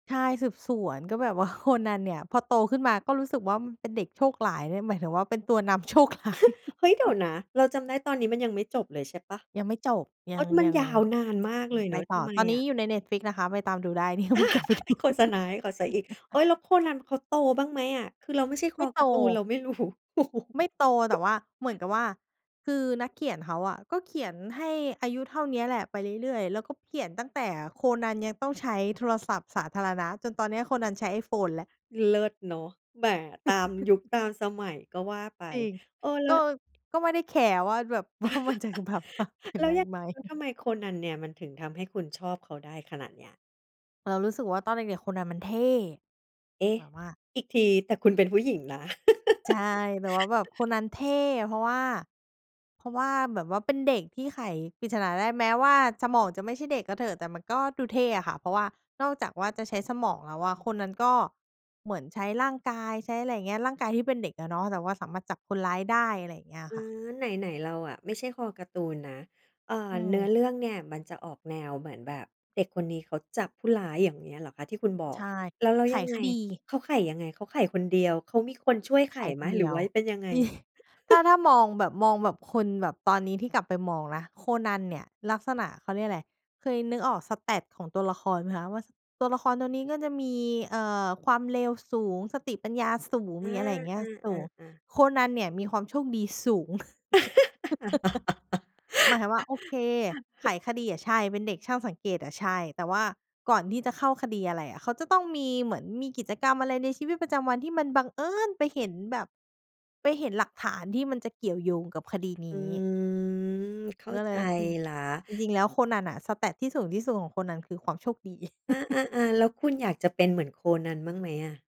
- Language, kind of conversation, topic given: Thai, podcast, คุณยังจำรายการโทรทัศน์สมัยเด็กๆ ที่ประทับใจได้ไหม?
- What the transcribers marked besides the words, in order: chuckle; laughing while speaking: "ร้าย"; chuckle; chuckle; laughing while speaking: "เดี๋ยววนกลับไปดู"; chuckle; laughing while speaking: "รู้"; chuckle; tapping; chuckle; laughing while speaking: "ว่ามันจะแบบมาเปลี่ยนไปไหม"; chuckle; chuckle; laughing while speaking: "จริง"; chuckle; in English: "Stat"; laugh; giggle; stressed: "เอิญ"; drawn out: "อืม"; in English: "Stat"; chuckle